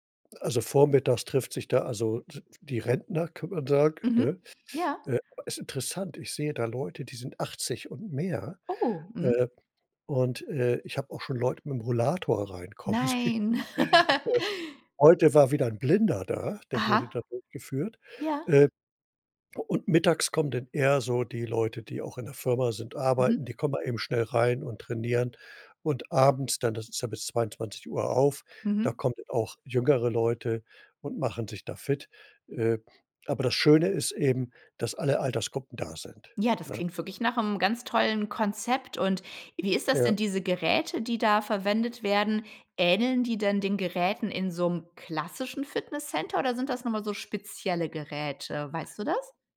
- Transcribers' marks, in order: laughing while speaking: "sehen"; chuckle; laugh
- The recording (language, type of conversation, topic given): German, podcast, Wie trainierst du, wenn du nur 20 Minuten Zeit hast?
- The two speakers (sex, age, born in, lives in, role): female, 45-49, Germany, Germany, host; male, 65-69, Germany, Germany, guest